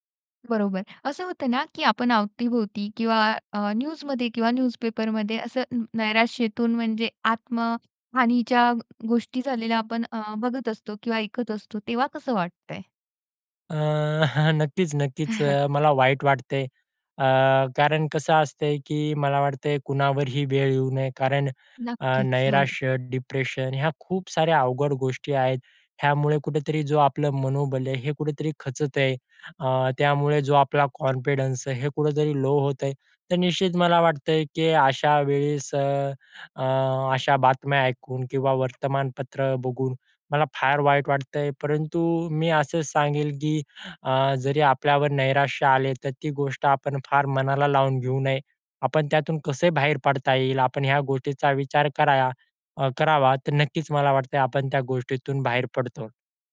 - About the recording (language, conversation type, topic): Marathi, podcast, निराश वाटल्यावर तुम्ही स्वतःला प्रेरित कसे करता?
- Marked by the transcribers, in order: in English: "न्यूजमध्ये"; in English: "न्यूजपेपरमध्ये"; other background noise; chuckle; in English: "डिप्रेशन"; in English: "कॉन्फिडन्स"; in English: "लो"